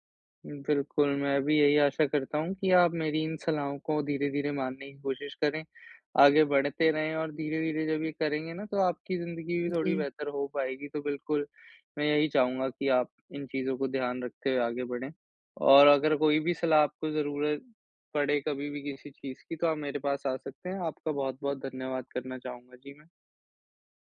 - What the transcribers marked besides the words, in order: none
- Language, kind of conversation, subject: Hindi, advice, नए अनुभव आज़माने के डर को कैसे दूर करूँ?